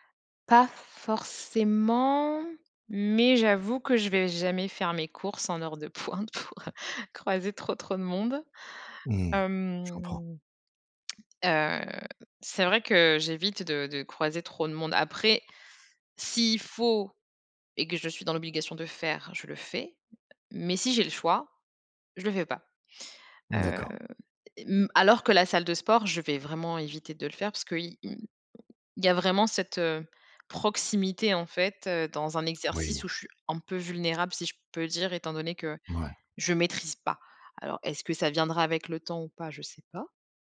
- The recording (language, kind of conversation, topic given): French, advice, Comment gérer l’anxiété à la salle de sport liée au regard des autres ?
- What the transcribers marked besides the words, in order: drawn out: "forcément"; laughing while speaking: "pointe pour, heu"